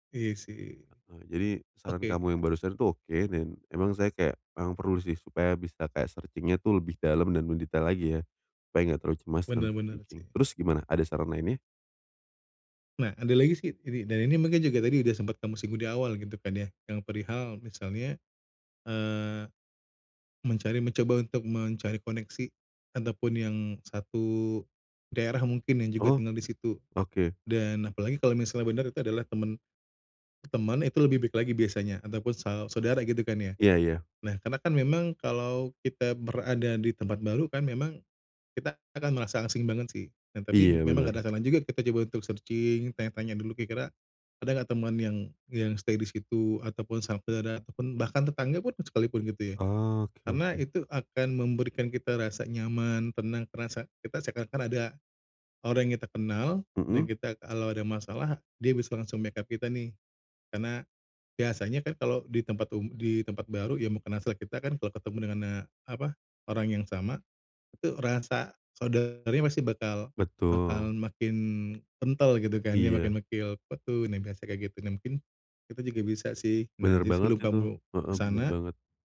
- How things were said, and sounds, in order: tapping; other noise; in English: "searching-nya"; in English: "overthinking"; in English: "searching"; in English: "stay"; in English: "back up"
- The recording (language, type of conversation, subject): Indonesian, advice, Bagaimana cara mengatasi kecemasan dan ketidakpastian saat menjelajahi tempat baru?